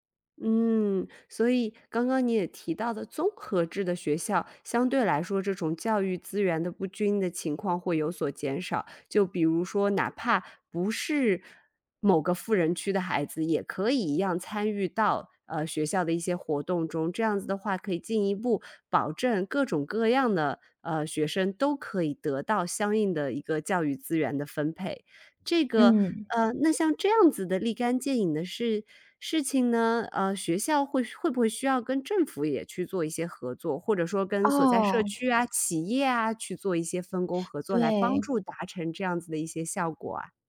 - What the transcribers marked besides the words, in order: other background noise
- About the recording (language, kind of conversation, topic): Chinese, podcast, 学校应该如何应对教育资源不均的问题？